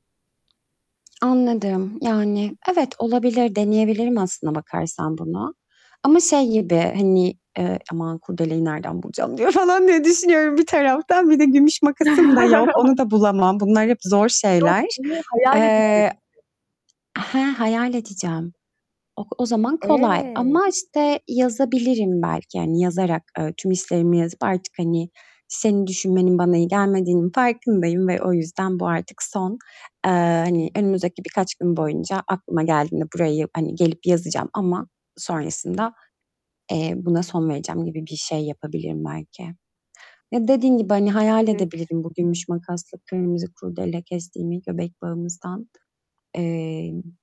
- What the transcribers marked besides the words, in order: tapping; other background noise; laughing while speaking: "diyorum. falan"; static; laugh; distorted speech
- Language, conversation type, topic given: Turkish, advice, Eski partnerinizi sosyal medyada takip etmeyi neden bırakamıyorsunuz?